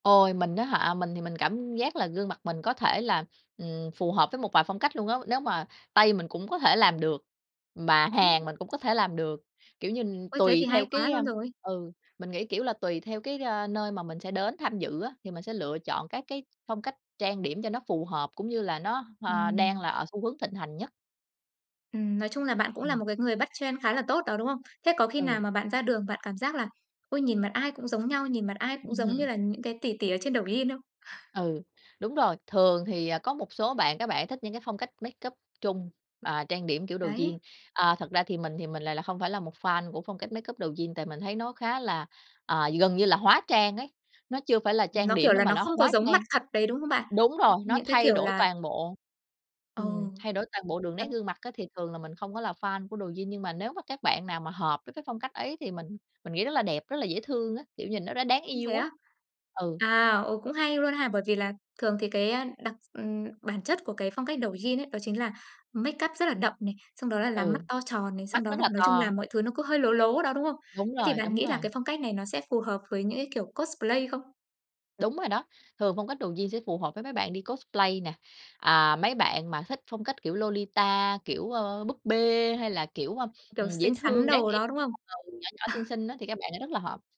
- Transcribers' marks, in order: in English: "trend"; laughing while speaking: "Ừm"; chuckle; in English: "makeup"; in English: "fan"; in English: "makeup"; in English: "makeup"; in English: "cosplay"; in English: "cosplay"; unintelligible speech; laugh
- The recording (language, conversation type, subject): Vietnamese, podcast, Bạn nghĩ mạng xã hội đang làm thay đổi gu thời thượng ra sao?